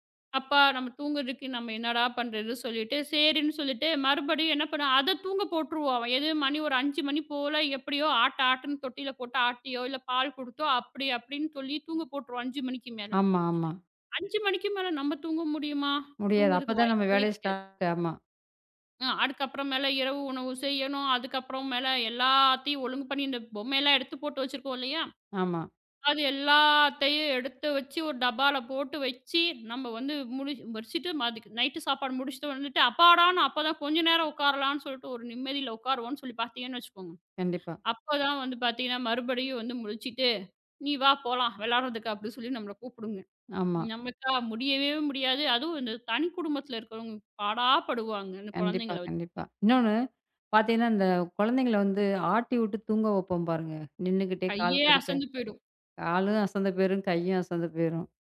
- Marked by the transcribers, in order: in English: "ஸ்டார்ட்ட்"; "மறுபடிக்கும்" said as "மறுடிக்கும்"; other noise
- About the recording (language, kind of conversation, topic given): Tamil, podcast, ஒரு புதிதாகப் பிறந்த குழந்தை வந்தபிறகு உங்கள் வேலை மற்றும் வீட்டின் அட்டவணை எப்படி மாற்றமடைந்தது?